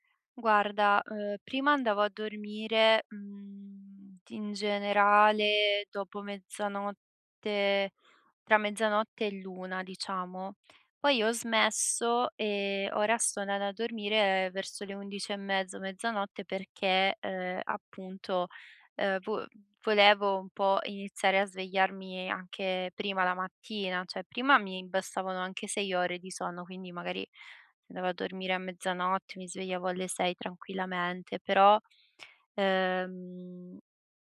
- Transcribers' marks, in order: "cioè" said as "ceh"
- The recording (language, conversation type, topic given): Italian, advice, Sonno irregolare e stanchezza durante il giorno
- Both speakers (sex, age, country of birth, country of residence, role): female, 25-29, Italy, Italy, user; male, 50-54, Italy, Italy, advisor